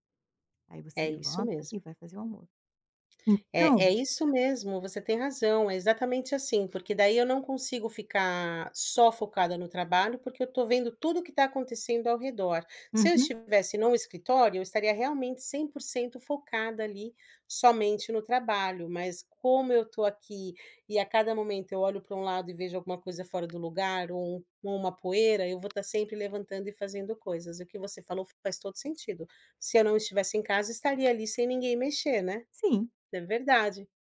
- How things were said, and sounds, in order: tapping; other background noise
- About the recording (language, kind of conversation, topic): Portuguese, advice, Como o cansaço tem afetado sua irritabilidade e impaciência com a família e os amigos?